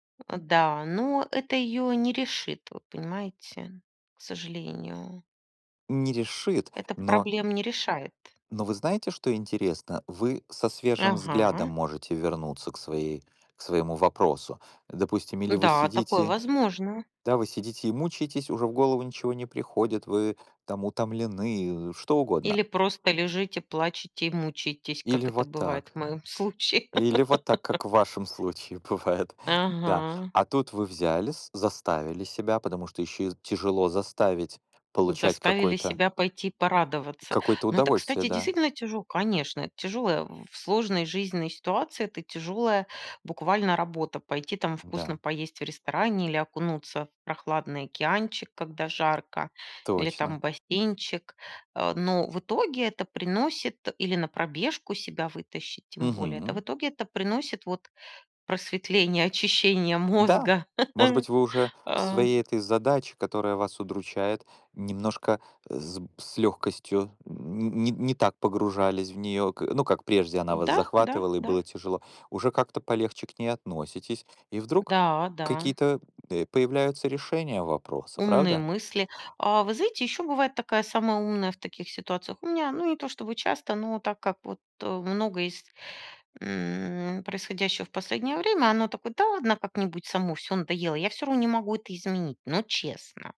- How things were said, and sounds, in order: laugh; laughing while speaking: "бывает"; laugh
- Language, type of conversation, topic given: Russian, unstructured, Как вы отмечаете маленькие радости жизни?